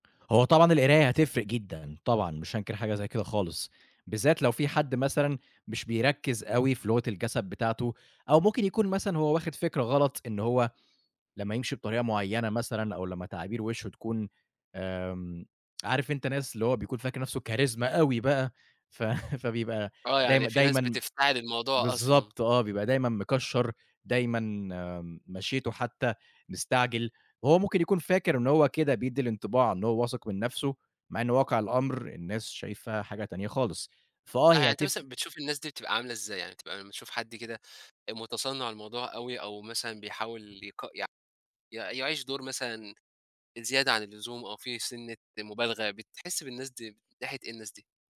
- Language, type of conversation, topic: Arabic, podcast, إزاي تبني ثقتك في نفسك واحدة واحدة؟
- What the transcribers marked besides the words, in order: in English: "Charisma"; laughing while speaking: "ف"; tapping